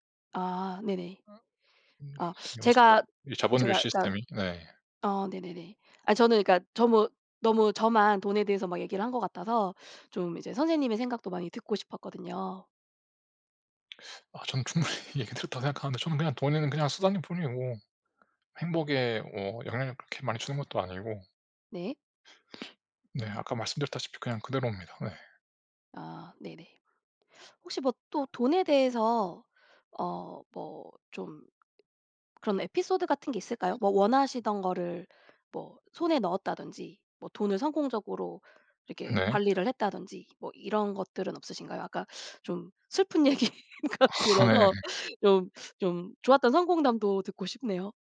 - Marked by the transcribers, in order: unintelligible speech; other background noise; laughing while speaking: "충분히"; sniff; laughing while speaking: "얘기가 들어서"; laugh
- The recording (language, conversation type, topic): Korean, unstructured, 돈에 관해 가장 놀라운 사실은 무엇인가요?